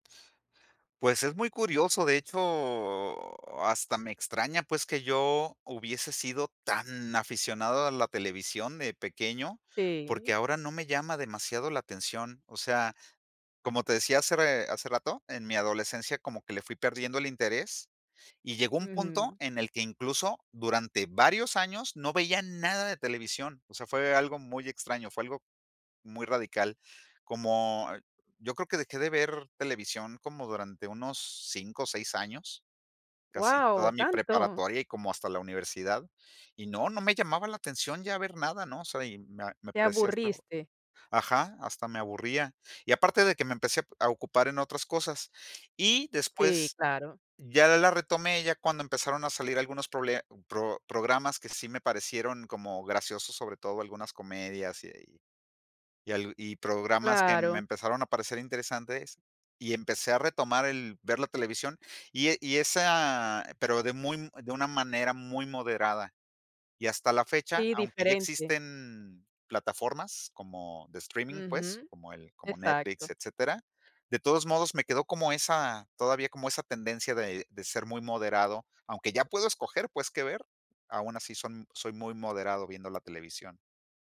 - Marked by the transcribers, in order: tapping
- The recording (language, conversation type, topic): Spanish, podcast, ¿Cómo ha cambiado la forma de ver televisión en familia?